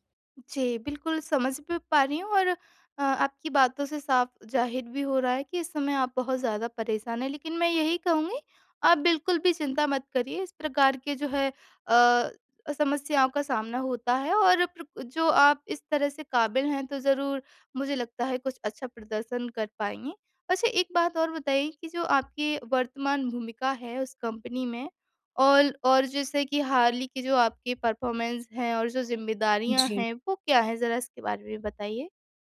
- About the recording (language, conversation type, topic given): Hindi, advice, कंपनी में पुनर्गठन के चलते क्या आपको अपनी नौकरी को लेकर अनिश्चितता महसूस हो रही है?
- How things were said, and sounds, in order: in English: "परफ़ॉर्मेंस"